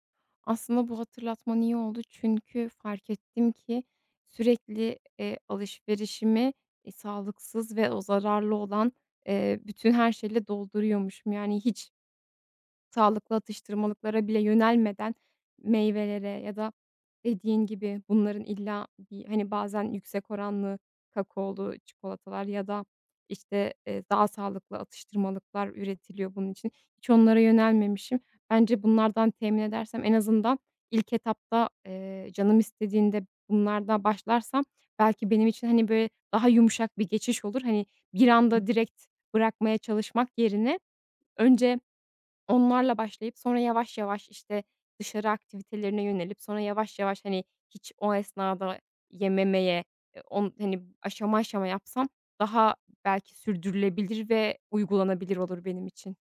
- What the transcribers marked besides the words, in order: other background noise; unintelligible speech
- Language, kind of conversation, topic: Turkish, advice, Stresliyken duygusal yeme davranışımı kontrol edemiyorum